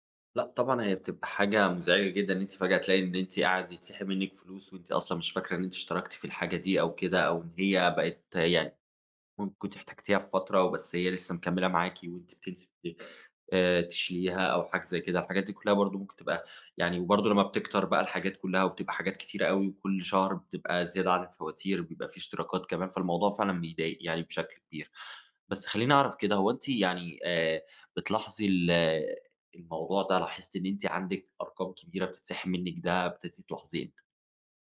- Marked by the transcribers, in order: none
- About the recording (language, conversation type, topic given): Arabic, advice, إزاي أفتكر وأتتبع كل الاشتراكات الشهرية المتكررة اللي بتسحب فلوس من غير ما آخد بالي؟